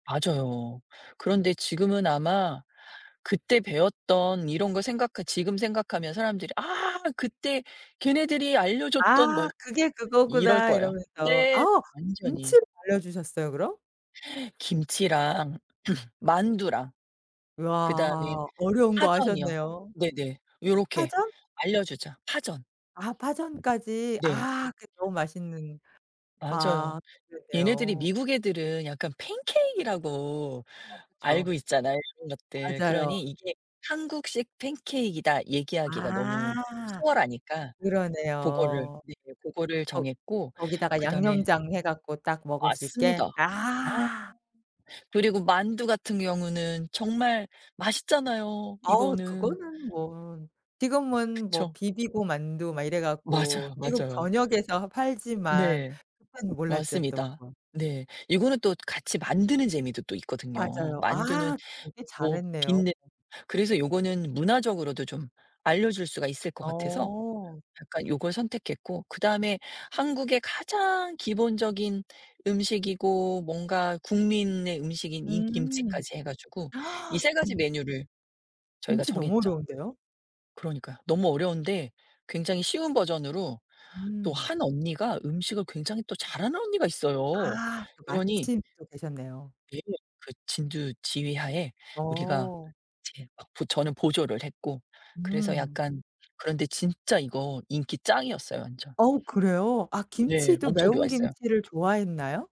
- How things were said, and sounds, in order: other background noise; cough; inhale
- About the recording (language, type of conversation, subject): Korean, podcast, 음식을 통해 문화적 차이를 좁힌 경험이 있으신가요?